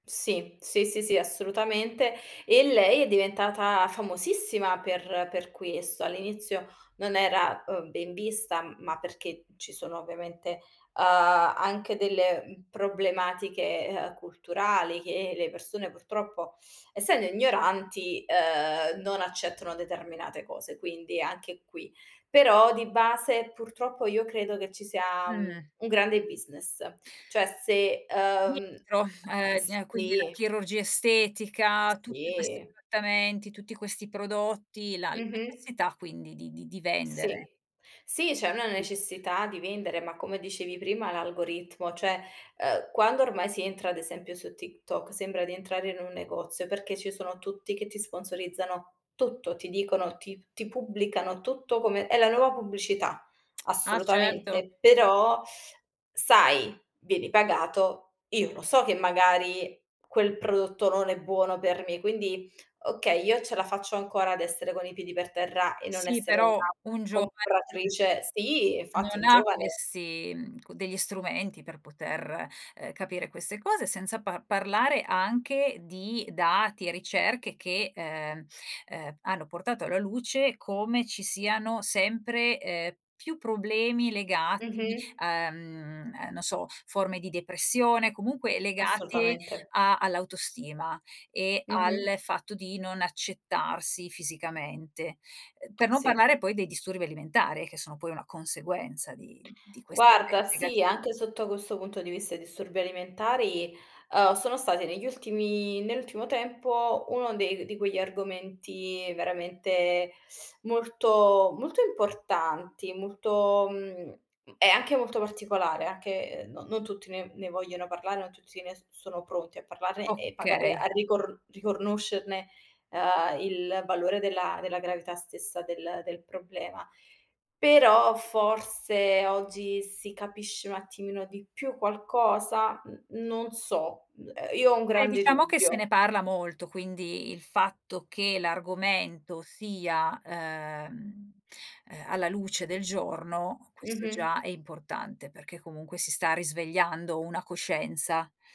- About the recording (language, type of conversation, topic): Italian, podcast, In che modo i media influenzano la percezione del corpo e della bellezza?
- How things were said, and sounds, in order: tapping; in English: "business"; other background noise; unintelligible speech; "riconoscerne" said as "ricornoscerne"